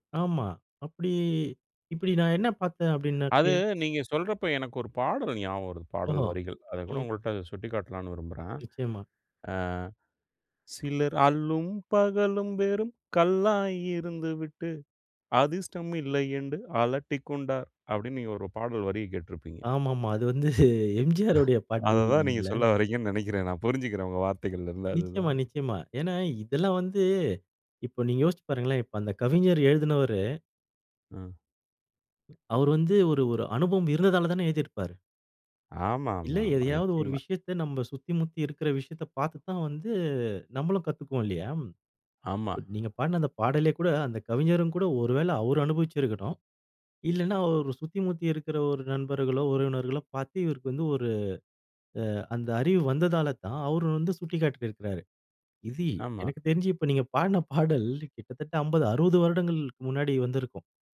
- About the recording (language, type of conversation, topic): Tamil, podcast, நேரமும் அதிர்ஷ்டமும்—உங்கள் வாழ்க்கையில் எது அதிகம் பாதிப்பதாக நீங்கள் நினைக்கிறீர்கள்?
- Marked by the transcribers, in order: unintelligible speech; singing: "சிலர் அல்லும் பகலும் வெறும் கல்லாய் இருந்துவிட்டு, அதிர்ஷ்டம் இல்லையென்று அலட்டிக்கொண்டார்"; laughing while speaking: "வந்து எம்ஜிஆருடைய"; laughing while speaking: "அத தான் நீங்க சொல்ல வர்றீங்கன்னு நினைக்கிறேன். நான் புரிஞ்சிக்கிறேன் உங்க வார்த்தைகள்ல இருந்து அதுதான்"; "பாடல்" said as "பாட்டல்"